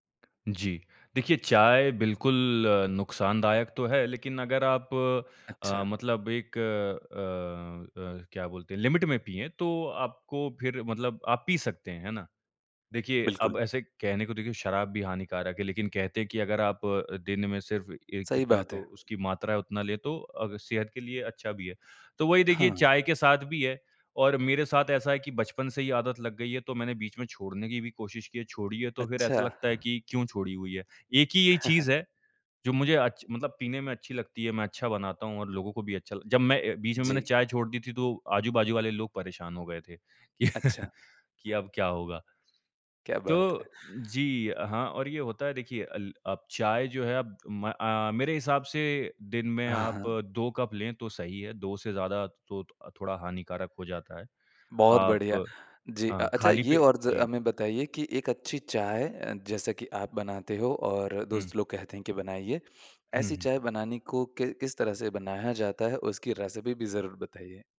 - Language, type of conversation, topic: Hindi, podcast, चाय या कॉफ़ी आपके ध्यान को कैसे प्रभावित करती हैं?
- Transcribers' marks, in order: tapping; in English: "लिमिट"; other background noise; chuckle; breath; breath; laughing while speaking: "कि"; in English: "रेसिपी"